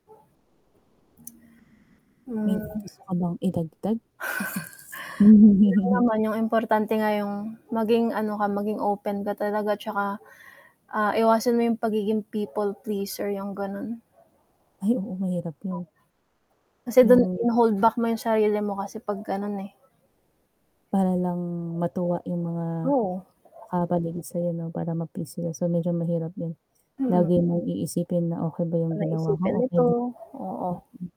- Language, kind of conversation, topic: Filipino, unstructured, Paano mo nilalabanan ang takot na ipakita ang tunay mong sarili?
- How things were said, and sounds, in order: static; other background noise; distorted speech; laugh; chuckle; dog barking; background speech; unintelligible speech